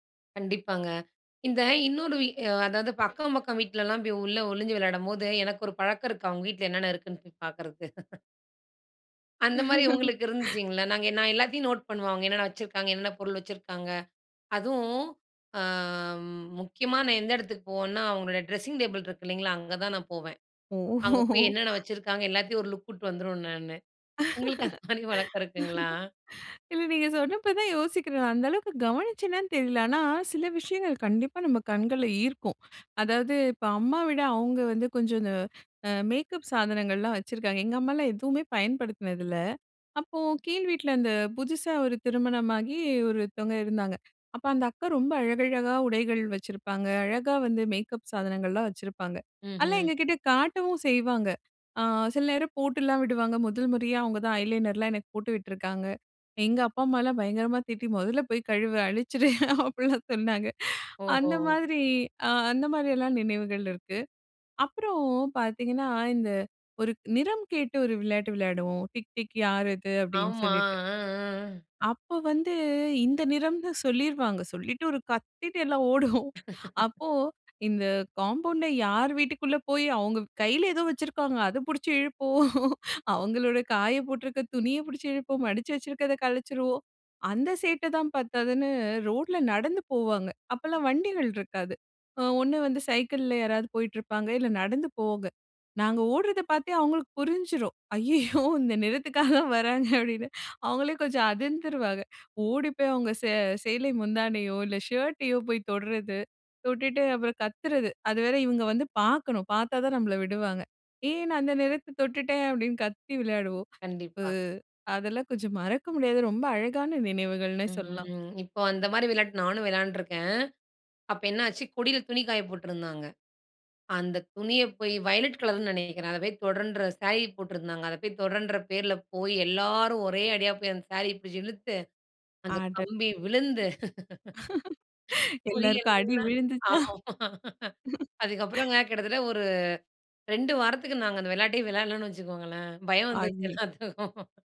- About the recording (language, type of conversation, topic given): Tamil, podcast, பள்ளிக் காலத்தில் உங்களுக்கு பிடித்த விளையாட்டு என்ன?
- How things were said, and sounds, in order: laugh; laugh; laugh; chuckle; in English: "ஐ லைனர்"; laugh; in English: "டிக் டிக்"; drawn out: "ஆமா"; laughing while speaking: "கத்திட்டு எல்லாம் ஓடுவோம்"; laugh; laugh; chuckle; laughing while speaking: "ஐயய்யோ! இந்த நிறத்துக்காக தான் வராங்க. அப்பிடின்னு, அவுங்களே கொஞ்சம் அதிர்ந்துருவாங்க"; chuckle; tapping; unintelligible speech; joyful: "அதெல்லாம் கொஞ்சம் மறக்க முடியாத ரொம்ப அழகான நினைவுகள்னே சொல்லலாம்"; drawn out: "ம்"; laugh; laughing while speaking: "எல்லாருக்கும் அடி விழுந்துச்சா!"; laughing while speaking: "ஆமா"; laugh; laughing while speaking: "பயம் வந்துச்சு எல்லாத்துக்கும்"